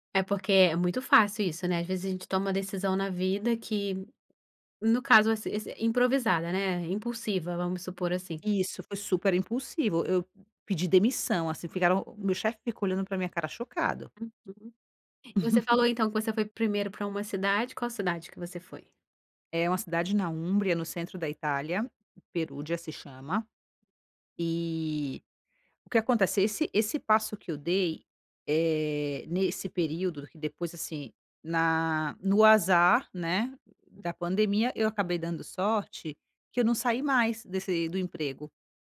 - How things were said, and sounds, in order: chuckle
- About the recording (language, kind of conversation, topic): Portuguese, podcast, Você já tomou alguma decisão improvisada que acabou sendo ótima?